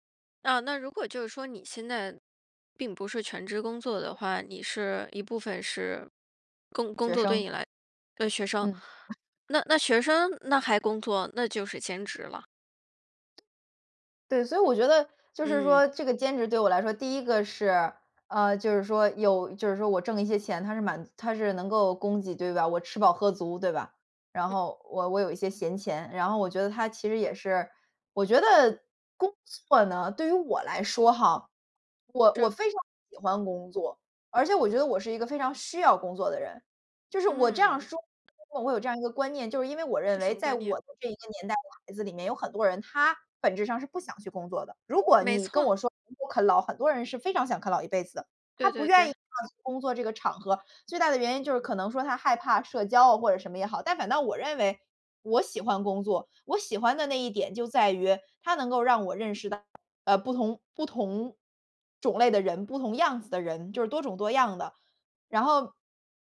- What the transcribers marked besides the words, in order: other noise; other background noise; unintelligible speech; unintelligible speech
- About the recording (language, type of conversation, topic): Chinese, podcast, 工作对你来说代表了什么？